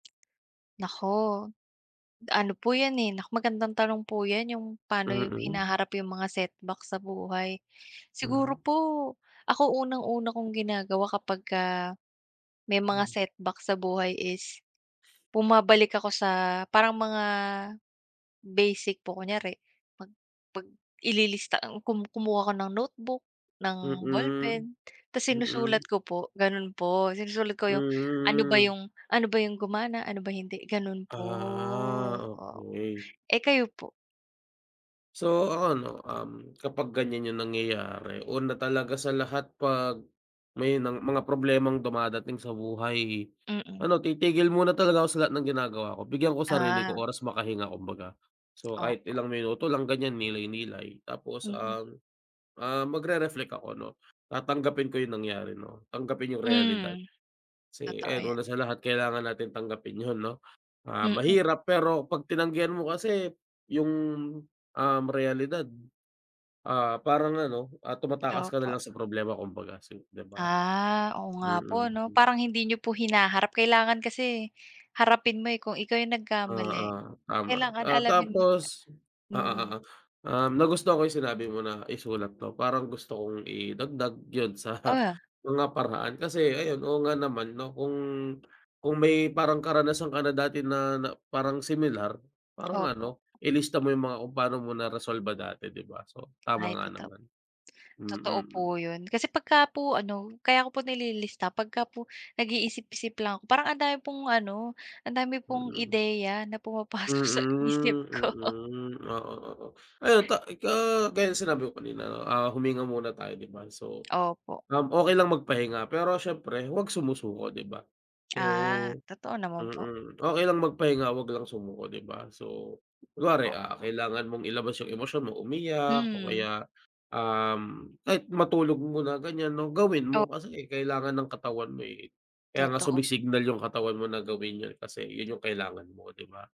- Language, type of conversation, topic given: Filipino, unstructured, Paano mo hinaharap ang mga pagsubok at kabiguan sa buhay?
- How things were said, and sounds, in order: tapping; drawn out: "Ah"; laughing while speaking: "sa"; laughing while speaking: "ko"